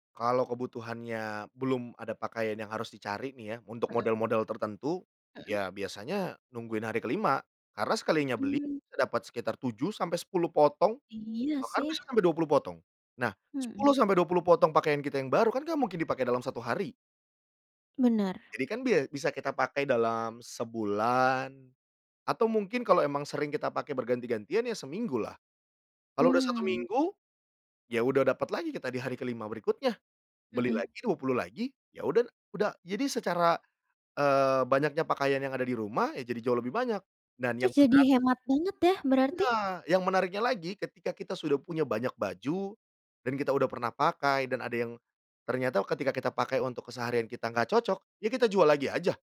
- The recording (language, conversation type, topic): Indonesian, podcast, Bagaimana kamu tetap tampil gaya sambil tetap hemat anggaran?
- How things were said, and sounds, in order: other background noise